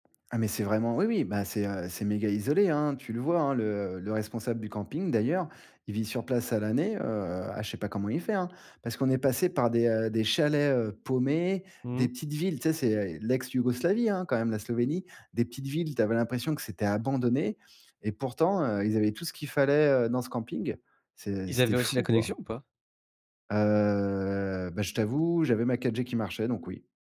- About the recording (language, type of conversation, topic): French, podcast, Comment trouves-tu des lieux hors des sentiers battus ?
- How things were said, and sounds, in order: tapping; stressed: "fou"; drawn out: "Heu"